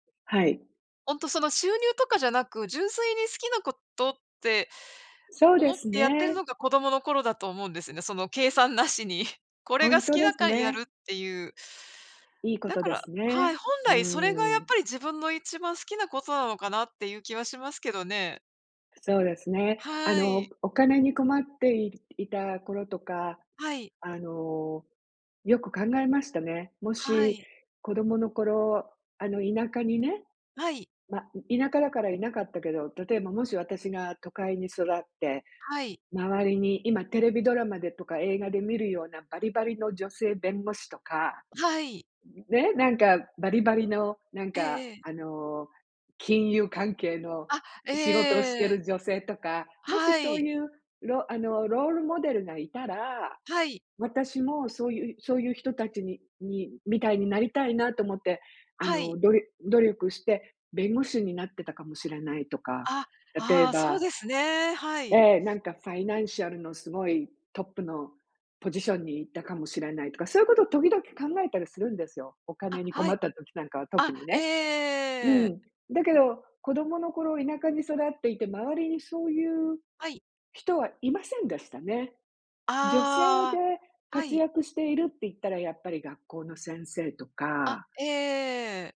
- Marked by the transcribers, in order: other noise
- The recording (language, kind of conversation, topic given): Japanese, unstructured, 子どもの頃に抱いていた夢は何で、今はどうなっていますか？